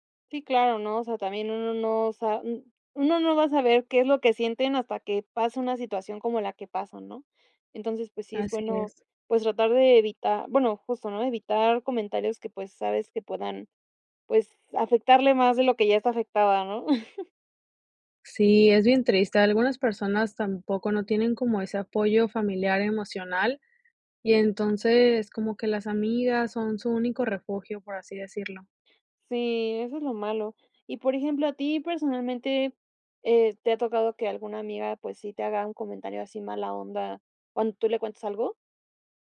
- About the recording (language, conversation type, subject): Spanish, podcast, ¿Cómo ayudas a un amigo que está pasándolo mal?
- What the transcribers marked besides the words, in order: chuckle